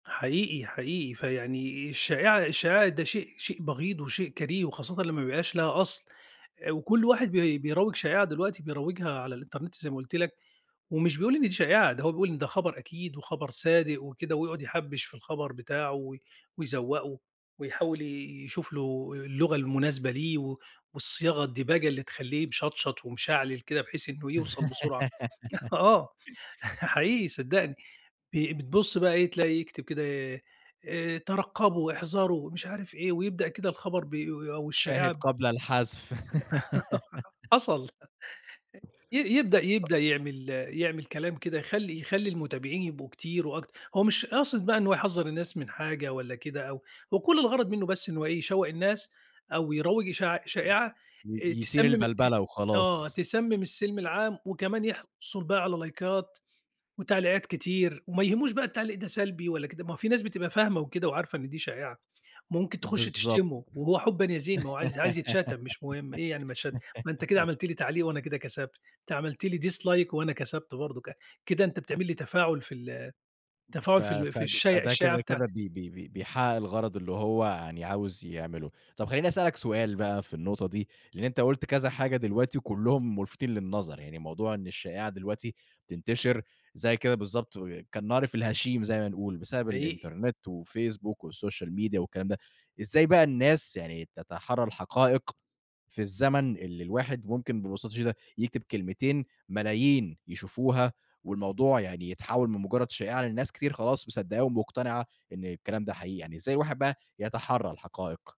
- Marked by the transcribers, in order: laugh; chuckle; tapping; chuckle; laugh; unintelligible speech; in English: "لايكات"; giggle; other background noise; in English: "dislike"; in English: "والسوشيال ميديا"
- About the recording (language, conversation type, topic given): Arabic, podcast, إزاي بتتعامل مع الشائعات وإنت مش متأكد؟